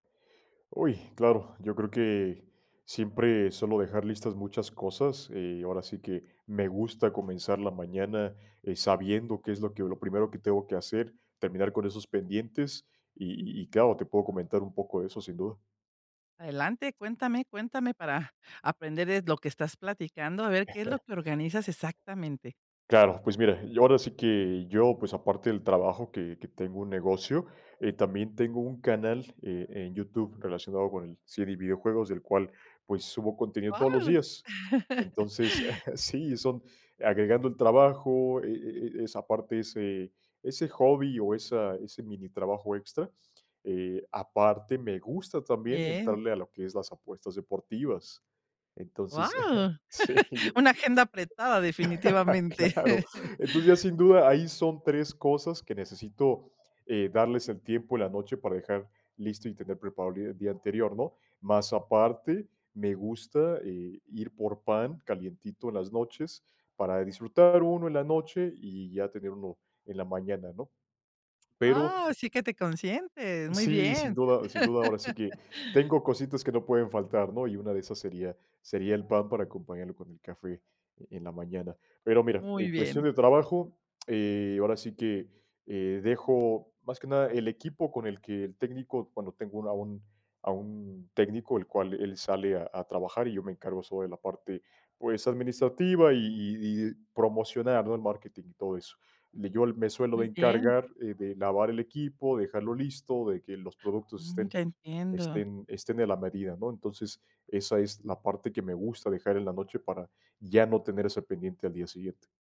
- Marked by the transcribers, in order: chuckle; laugh; chuckle; laugh; chuckle; laughing while speaking: "Sí"; other background noise; laugh; laughing while speaking: "Claro"; laugh
- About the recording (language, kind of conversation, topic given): Spanish, podcast, ¿Qué sueles dejar listo la noche anterior?